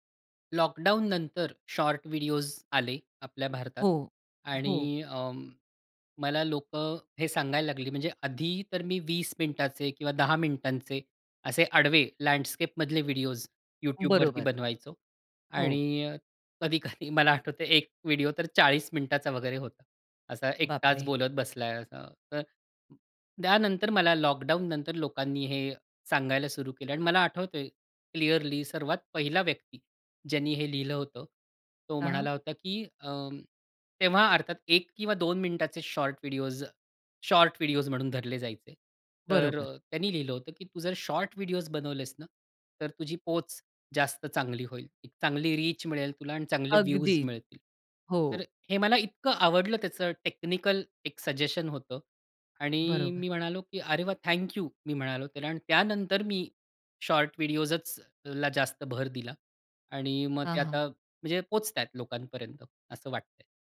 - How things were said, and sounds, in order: in English: "लँडस्केपमधले"; laughing while speaking: "कधी-कधी"; in English: "रीच"; in English: "सजेशन"
- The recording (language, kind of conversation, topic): Marathi, podcast, प्रेक्षकांचा प्रतिसाद तुमच्या कामावर कसा परिणाम करतो?